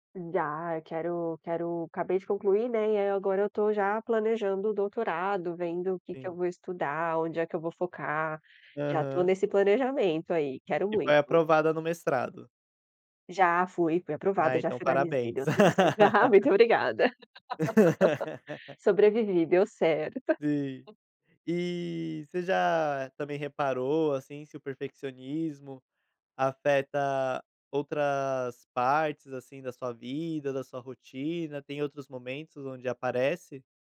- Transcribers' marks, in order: laugh
- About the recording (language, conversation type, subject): Portuguese, podcast, O que você faz quando o perfeccionismo te paralisa?